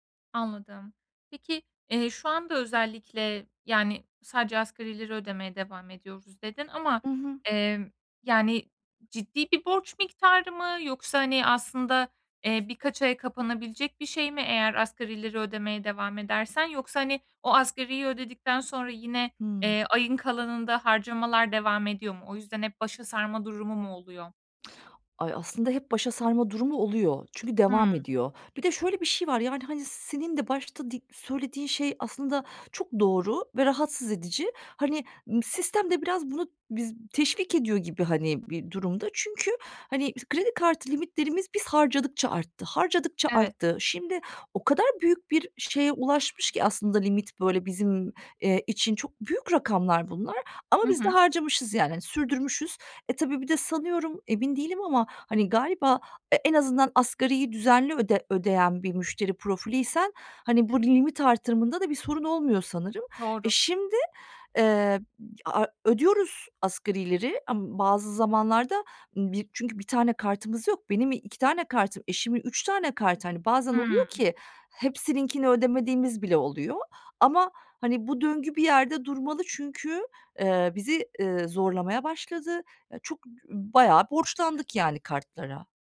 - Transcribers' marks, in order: none
- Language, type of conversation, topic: Turkish, advice, Kredi kartı borcumu azaltamayıp suçluluk hissettiğimde bununla nasıl başa çıkabilirim?